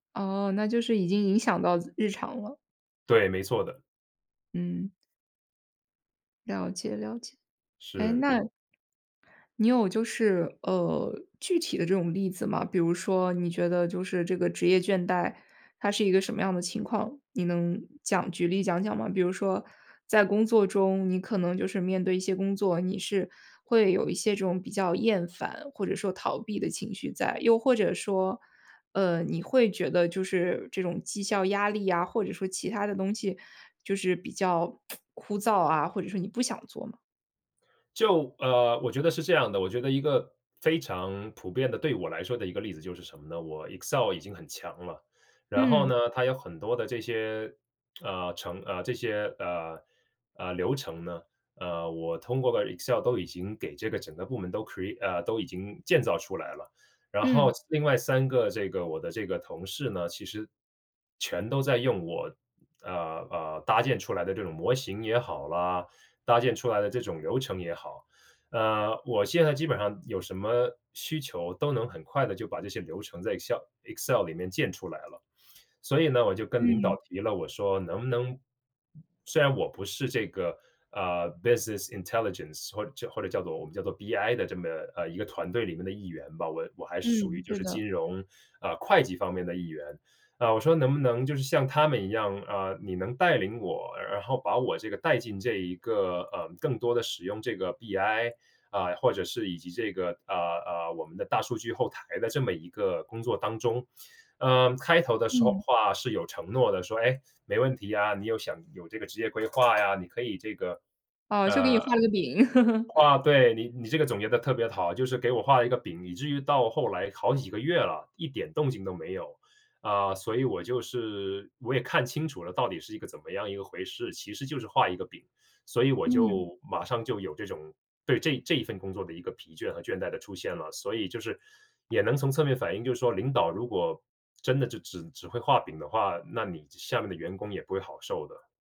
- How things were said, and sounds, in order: other background noise; lip smack; lip smack; in English: "create"; in English: "business intelligence"; laughing while speaking: "哦，就给你画了个饼"; laugh; tapping
- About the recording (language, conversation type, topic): Chinese, podcast, 你有过职业倦怠的经历吗？